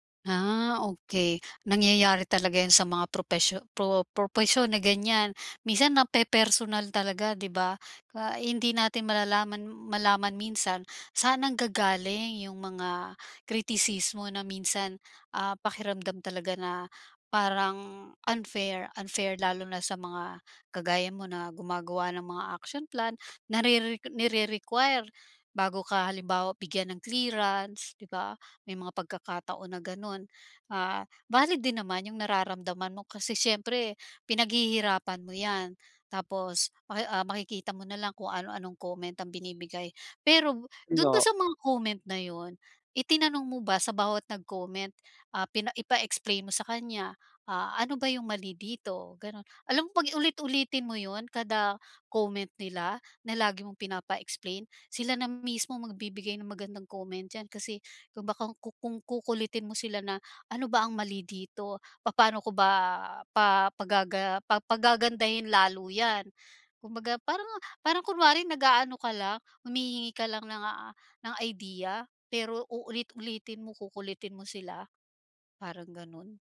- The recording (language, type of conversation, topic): Filipino, advice, Paano ako mananatiling kalmado kapag tumatanggap ako ng kritisismo?
- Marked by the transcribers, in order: in English: "action plan"